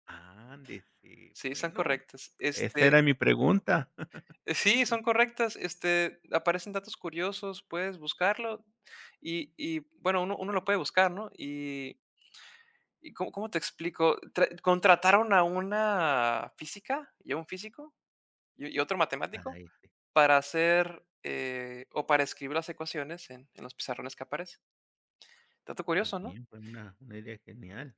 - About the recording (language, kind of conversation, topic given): Spanish, podcast, ¿Cómo puedes salir de un bloqueo creativo sin frustrarte?
- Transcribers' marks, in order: chuckle